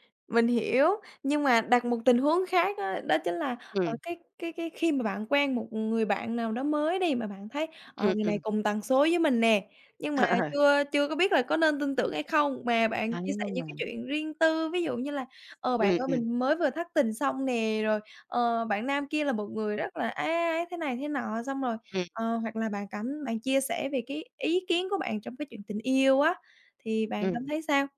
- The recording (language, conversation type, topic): Vietnamese, podcast, Làm sao bạn chọn ai để tin tưởng và chia sẻ chuyện riêng tư?
- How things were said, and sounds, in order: laughing while speaking: "Ờ"